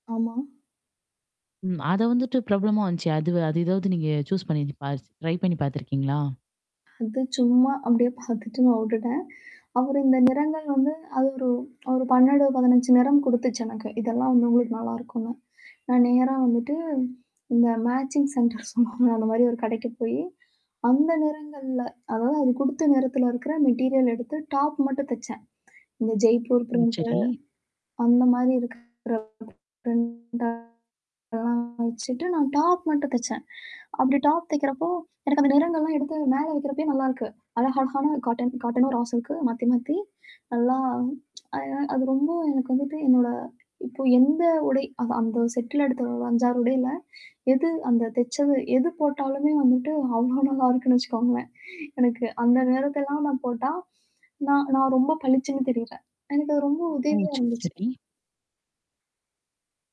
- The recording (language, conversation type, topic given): Tamil, podcast, இன்ஸ்டாகிராம் போன்ற சமூக ஊடகங்கள் உங்கள் ஆடைத் தேர்வை எவ்வளவு பாதிக்கின்றன?
- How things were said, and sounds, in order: static; in English: "ப்ராப்ளம்"; in English: "சூஸ்"; in English: "ட்ரை"; tapping; in English: "மேட்சிங் சென்டர்"; in English: "மெட்டிரியல்"; other background noise; in English: "ப்ரிண்ட்"; distorted speech; in English: "ப்ரிண்ட் எல்லாம்"; in English: "டாப்"; in English: "டாப்"; in English: "காட்டன், காட்டன்னும் ரா சில்க்"; tsk; in English: "செட்ல"; laughing while speaking: "இருக்குன்னு வச்சுக்கோங்களேன்"